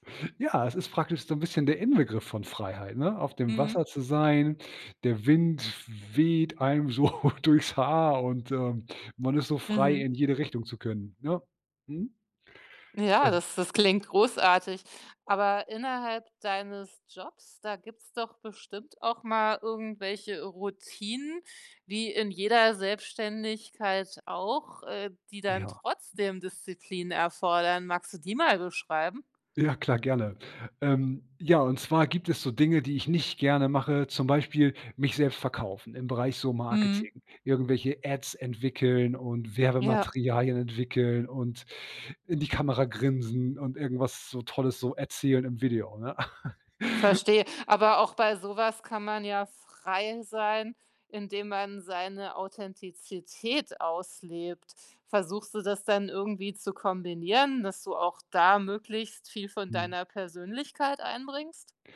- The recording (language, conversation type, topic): German, podcast, Wie findest du die Balance zwischen Disziplin und Freiheit?
- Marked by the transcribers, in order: put-on voice: "Ja"; laughing while speaking: "so"; chuckle